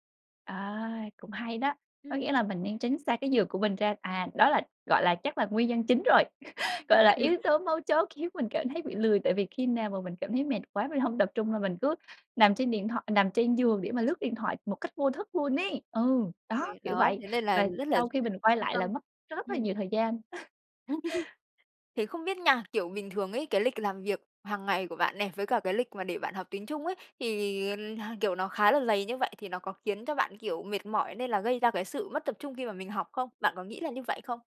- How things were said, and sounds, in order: laugh; tapping; laugh; "dày" said as "lày"
- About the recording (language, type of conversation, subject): Vietnamese, advice, Làm thế nào để giữ được sự tập trung trong thời gian dài khi tôi rất dễ bị xao nhãng?